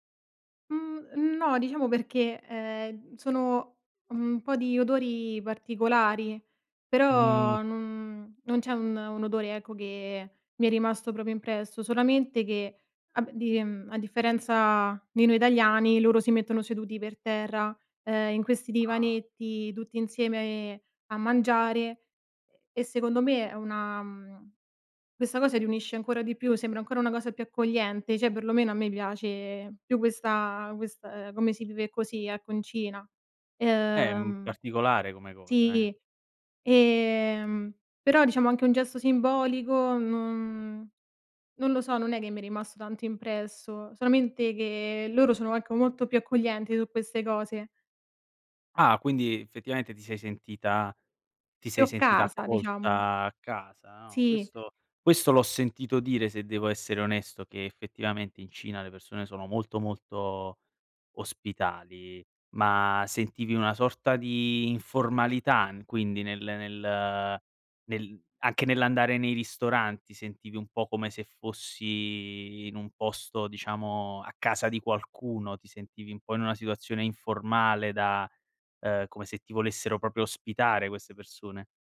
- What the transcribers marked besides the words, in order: "cioè" said as "ceh"; "effettivamente" said as "fettivamente"; "proprio" said as "propio"
- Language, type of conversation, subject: Italian, podcast, Raccontami di una volta in cui il cibo ha unito persone diverse?